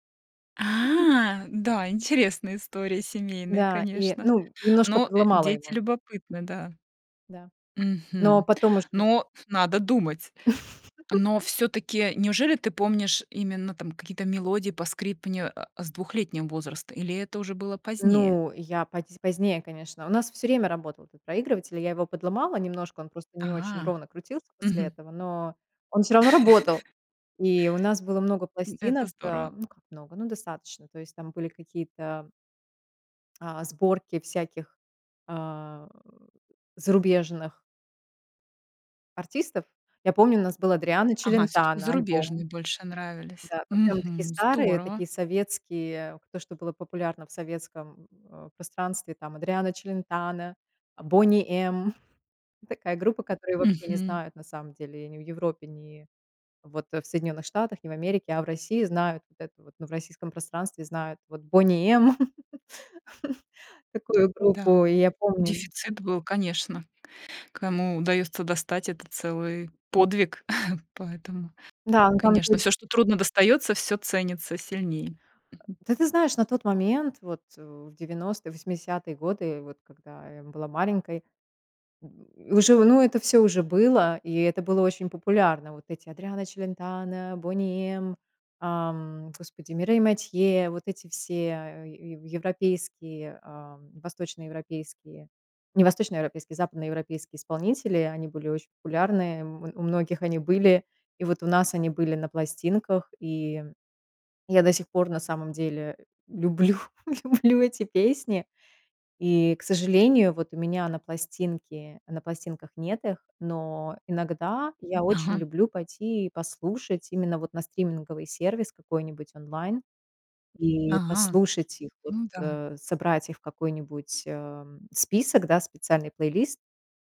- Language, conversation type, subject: Russian, podcast, Куда вы обычно обращаетесь за музыкой, когда хочется поностальгировать?
- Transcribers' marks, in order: other noise; drawn out: "А!"; chuckle; chuckle; other background noise; chuckle; laugh; chuckle; grunt; "Матьё" said as "Матье"; laughing while speaking: "люблю, люблю"